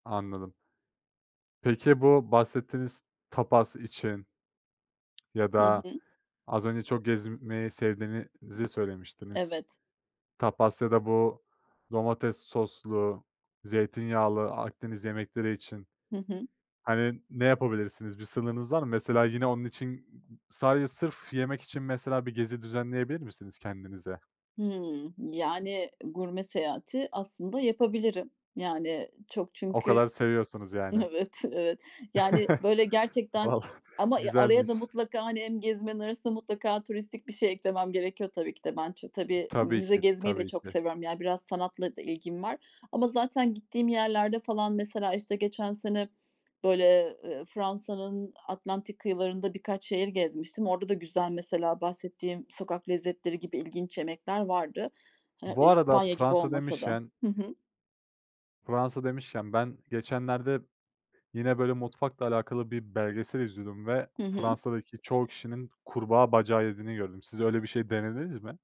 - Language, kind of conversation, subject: Turkish, podcast, Sokak lezzetleri arasında en unutamadığın tat hangisiydi?
- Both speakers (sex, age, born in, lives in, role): female, 40-44, Turkey, Germany, guest; male, 25-29, Turkey, Netherlands, host
- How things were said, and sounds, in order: other background noise; in Spanish: "tapas"; tapping; in Spanish: "Tapas"; chuckle